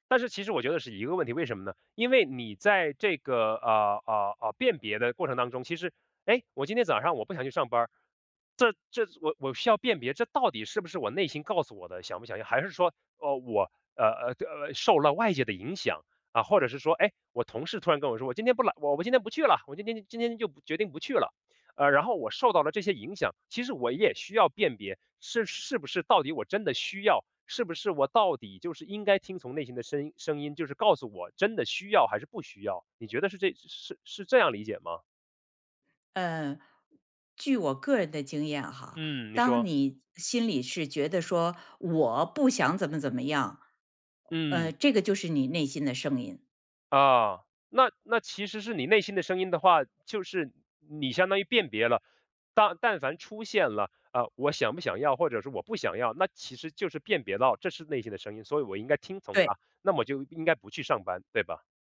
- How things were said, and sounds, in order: none
- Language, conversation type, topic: Chinese, podcast, 你如何辨别内心的真实声音？